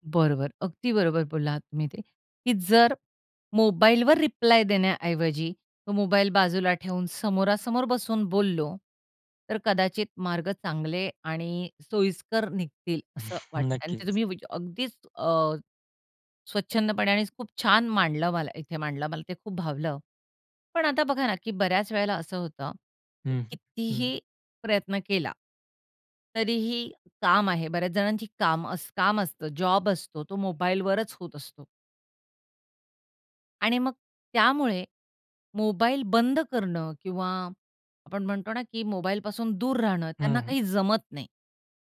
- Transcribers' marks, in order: other background noise; in English: "रिप्लाय"; chuckle
- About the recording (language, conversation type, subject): Marathi, podcast, सोशल मीडियाने तुमच्या दैनंदिन आयुष्यात कोणते बदल घडवले आहेत?